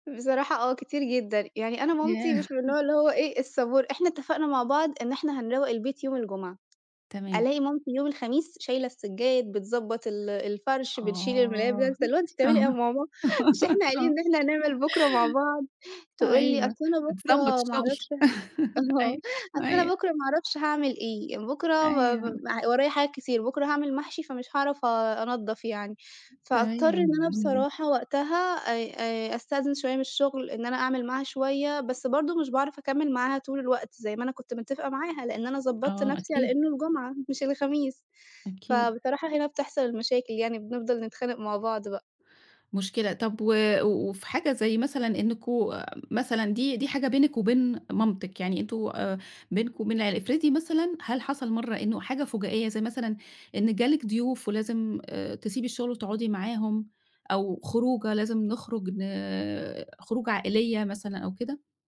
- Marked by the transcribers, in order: laughing while speaking: "بصراحة آه كتير جدًا. يعني … هو إيه الصبور"; laughing while speaking: "ياه!"; tapping; laughing while speaking: "آه"; laugh; chuckle; laughing while speaking: "أنتِ بتعملي إيه يا ماما؟ … بكرة مع بعض؟"; laughing while speaking: "بتضبط الشغل"; laugh; laughing while speaking: "آه"; other noise; other background noise
- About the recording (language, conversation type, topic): Arabic, podcast, إزاي بتحافظوا على وقت للعيلة وسط ضغط الشغل؟